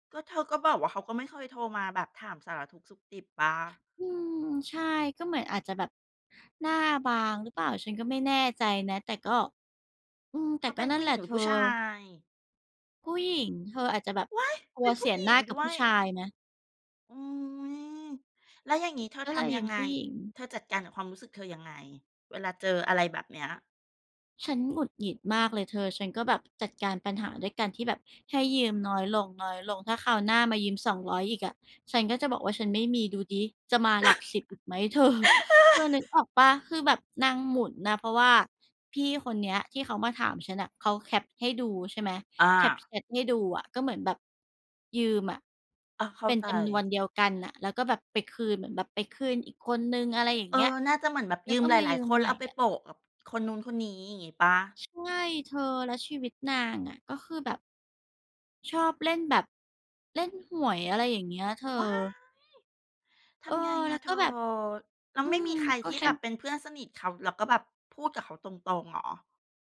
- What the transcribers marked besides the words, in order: laugh; laughing while speaking: "เธอ"
- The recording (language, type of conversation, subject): Thai, unstructured, คุณเคยรู้สึกว่าถูกเอาเปรียบเรื่องเงินไหม?